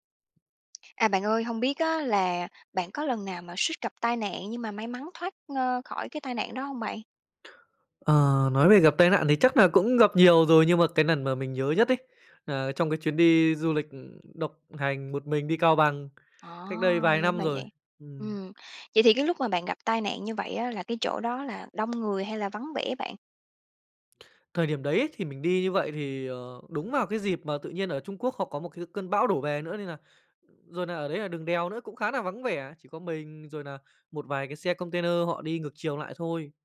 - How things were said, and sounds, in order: tapping; other background noise
- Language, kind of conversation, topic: Vietnamese, podcast, Bạn đã từng suýt gặp tai nạn nhưng may mắn thoát nạn chưa?